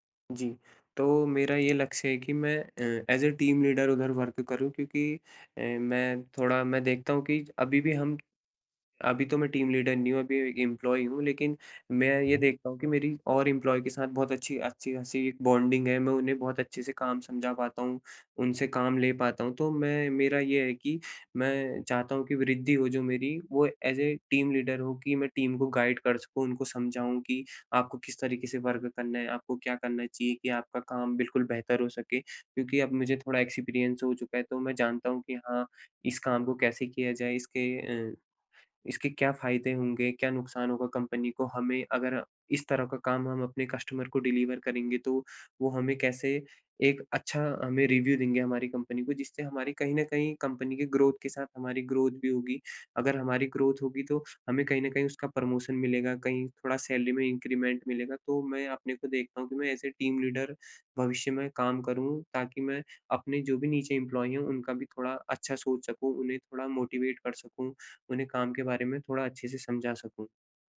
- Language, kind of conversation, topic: Hindi, advice, मैं अपने प्रबंधक से वेतन‑वृद्धि या पदोन्नति की बात आत्मविश्वास से कैसे करूँ?
- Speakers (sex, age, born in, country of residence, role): male, 25-29, India, India, advisor; male, 25-29, India, India, user
- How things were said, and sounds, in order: in English: "एज़ ए टीम लीडर"; in English: "वर्क"; in English: "टीम लीडर"; in English: "ए एम्प्लॉयी"; in English: "इम्प्लॉयी"; in English: "बॉन्डिंग"; in English: "एज़ ए टीम लीडर"; in English: "टीम"; in English: "गाइड"; in English: "वर्क"; in English: "एक्सपीरियंस"; in English: "कस्टमर"; in English: "डिलीवर"; in English: "रिव्यू"; in English: "ग्रोथ"; in English: "ग्रोथ"; in English: "ग्रोथ"; in English: "प्रमोशन"; in English: "सैलरी"; in English: "इंक्रीमेंट"; in English: "एज़ ए टीम लीडर"; in English: "एम्प्लॉयी"; in English: "मोटिवेट"